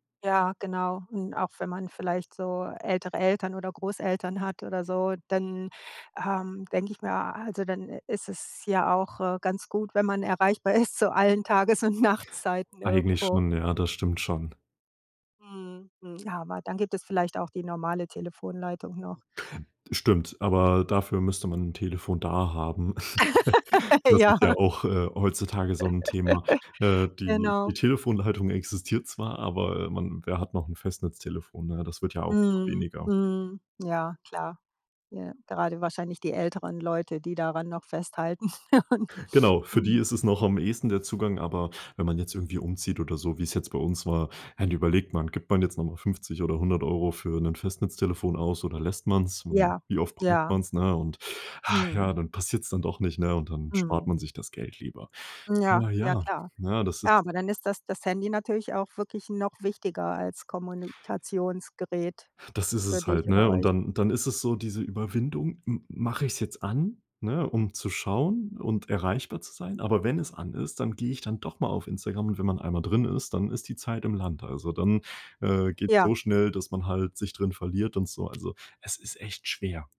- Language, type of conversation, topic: German, podcast, Wie findest du die richtige Balance zwischen Handy und Schlafenszeit?
- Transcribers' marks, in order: laughing while speaking: "erreichbar ist, zu allen Tages und"; chuckle; laugh; laughing while speaking: "Ja"; laugh; laugh; sigh; stressed: "noch"